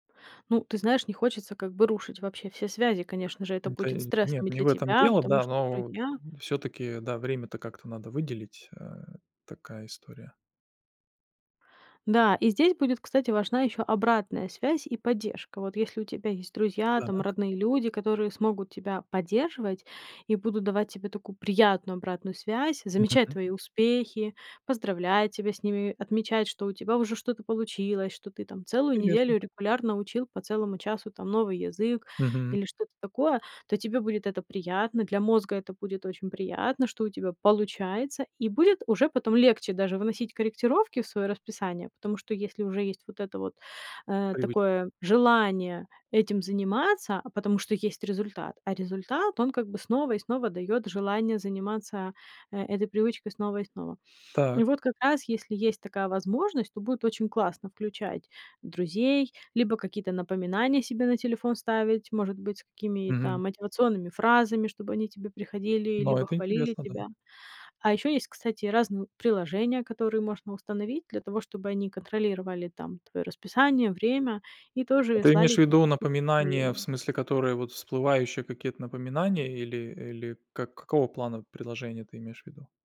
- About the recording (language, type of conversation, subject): Russian, advice, Почему вам трудно планировать и соблюдать распорядок дня?
- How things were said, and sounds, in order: tapping